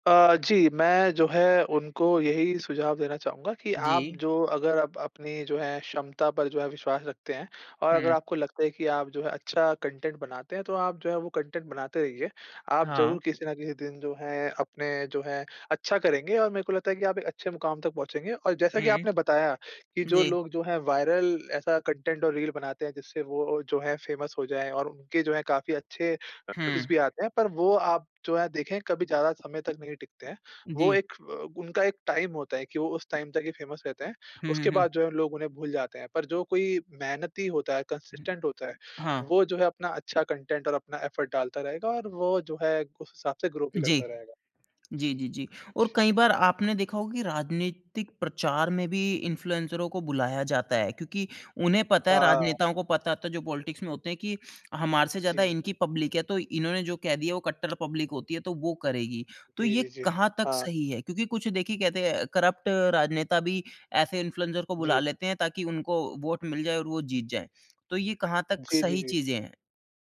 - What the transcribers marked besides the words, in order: in English: "कंटेंट"; in English: "कंटेंट"; in English: "वायरल"; in English: "कंटेंट"; in English: "फ़ेमस"; in English: "व्यूज़"; in English: "टाइम"; in English: "टाइम"; in English: "फ़ेमस"; other background noise; in English: "कंसिस्टेंट"; in English: "कंटेंट"; in English: "एफ़र्ट"; in English: "ग्रो"; in English: "पॉलिटिक्स"; in English: "पब्लिक"; in English: "पब्लिक"; in English: "करप्ट"; in English: "इन्फ्लुएंसर"
- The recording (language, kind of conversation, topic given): Hindi, podcast, सोशल मीडिया के प्रभावक पॉप संस्कृति पर क्या असर डालते हैं?
- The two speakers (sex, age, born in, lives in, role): male, 20-24, India, India, guest; male, 30-34, India, India, host